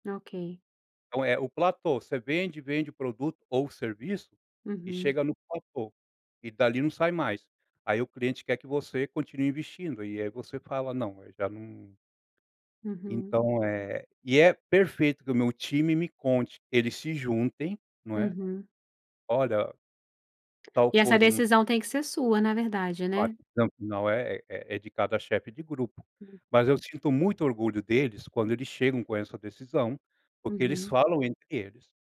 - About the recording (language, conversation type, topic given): Portuguese, podcast, Na sua experiência, o que faz um time funcionar bem?
- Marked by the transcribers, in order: none